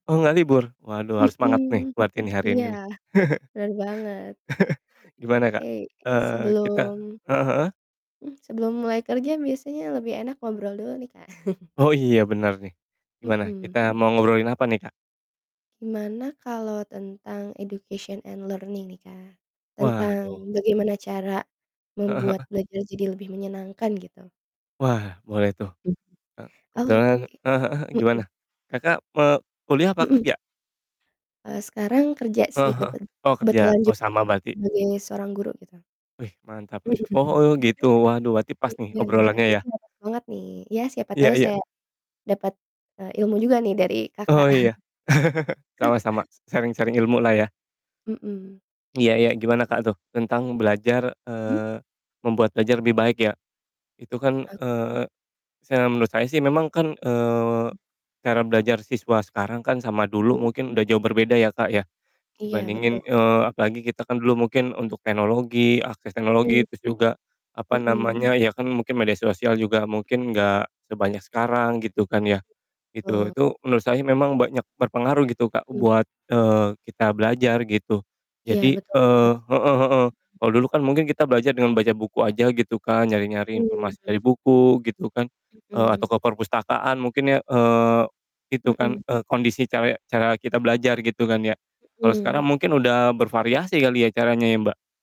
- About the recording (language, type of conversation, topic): Indonesian, unstructured, Menurut kamu, bagaimana cara membuat belajar jadi lebih menyenangkan?
- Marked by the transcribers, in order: other background noise; laugh; chuckle; in English: "education and learning"; distorted speech; other animal sound; chuckle; laugh; chuckle; in English: "sharing-sharing"; static